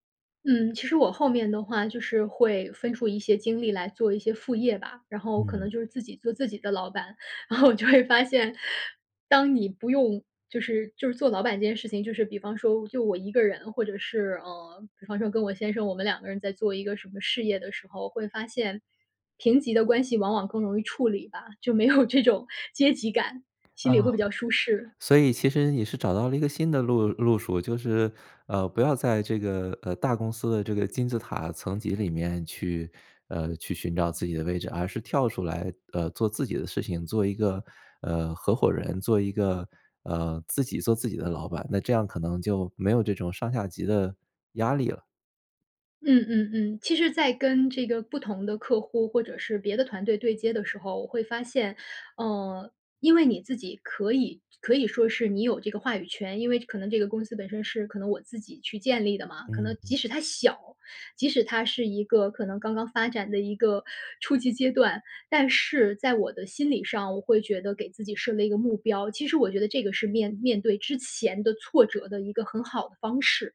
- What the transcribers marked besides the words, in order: laughing while speaking: "然后我就会发现"; laughing while speaking: "没有这种"; tapping
- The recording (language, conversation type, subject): Chinese, podcast, 受伤后你如何处理心理上的挫败感？